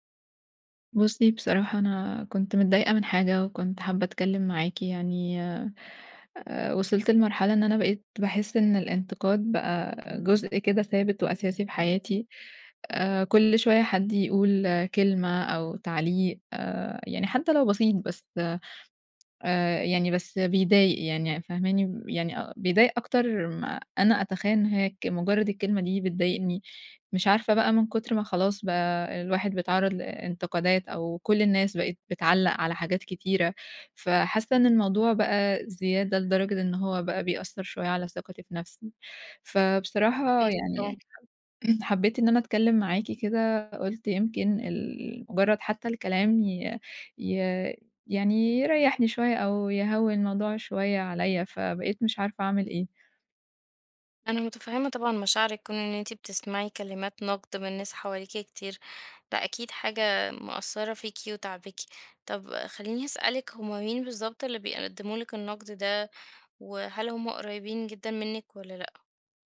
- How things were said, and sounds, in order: unintelligible speech; throat clearing
- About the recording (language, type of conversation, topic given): Arabic, advice, إزاي الانتقاد المتكرر بيأثر على ثقتي بنفسي؟